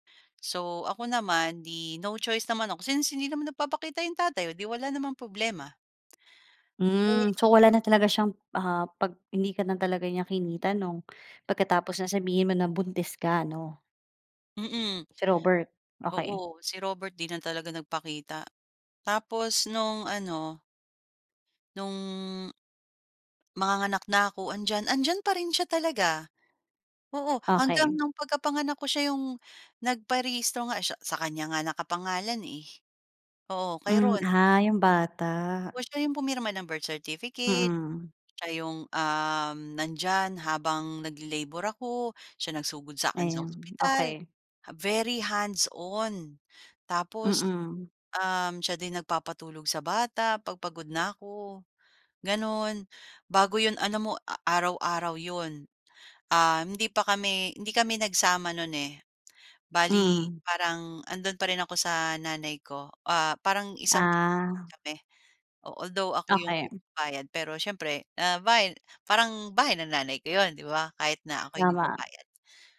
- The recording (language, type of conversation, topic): Filipino, podcast, May tao bang biglang dumating sa buhay mo nang hindi mo inaasahan?
- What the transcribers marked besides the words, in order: tapping; other background noise; tongue click; unintelligible speech; wind; in English: "Very hands-on"